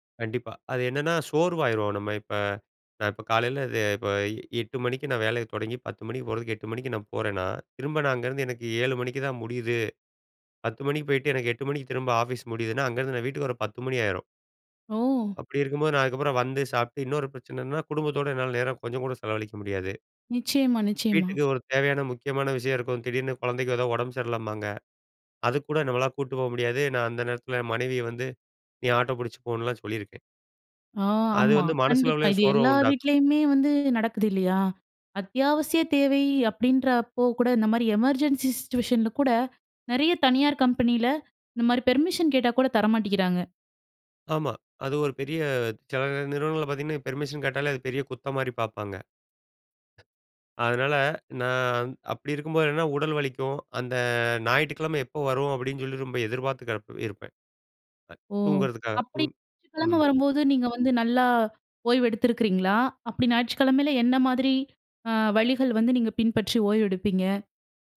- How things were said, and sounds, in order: in English: "எமர்ஜென்சி சிச்சுவேஷன்ல"; in English: "பெர்மிஷன்"; in English: "பெர்மிஷன்"; other noise; other background noise; unintelligible speech
- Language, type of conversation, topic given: Tamil, podcast, உடல் உங்களுக்கு ஓய்வு சொல்லும்போது நீங்கள் அதை எப்படி கேட்கிறீர்கள்?